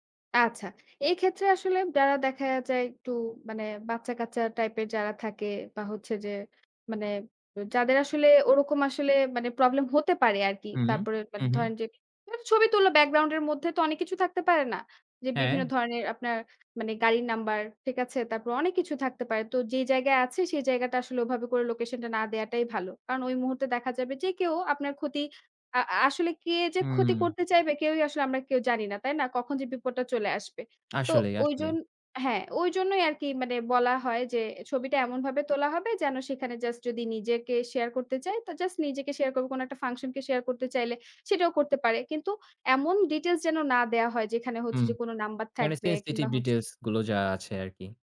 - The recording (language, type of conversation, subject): Bengali, podcast, অনলাইনে ব্যক্তিগত তথ্য শেয়ার করার তোমার সীমা কোথায়?
- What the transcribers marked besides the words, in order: other background noise